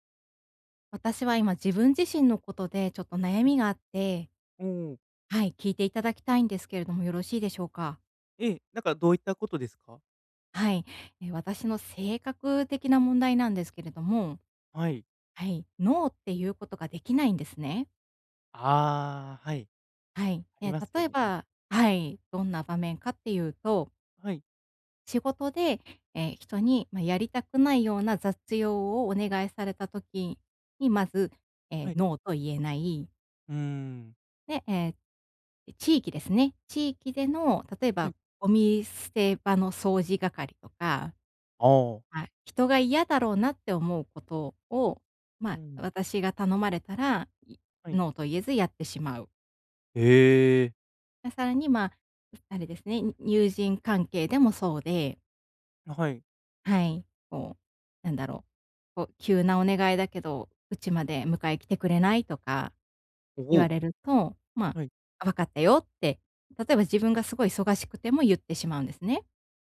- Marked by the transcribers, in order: in English: "ノー"; in English: "ノー"; in English: "ノー"; "友人" said as "にゅうじん"
- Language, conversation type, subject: Japanese, advice, 人にNOと言えず負担を抱え込んでしまうのは、どんな場面で起きますか？